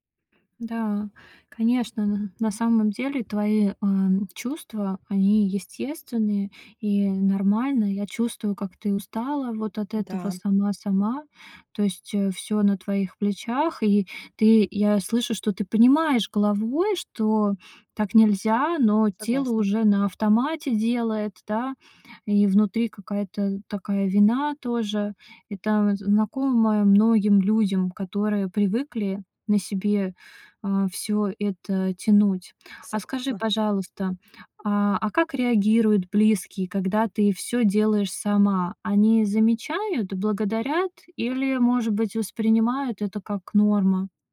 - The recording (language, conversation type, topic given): Russian, advice, Как перестать брать на себя слишком много и научиться выстраивать личные границы?
- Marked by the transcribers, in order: none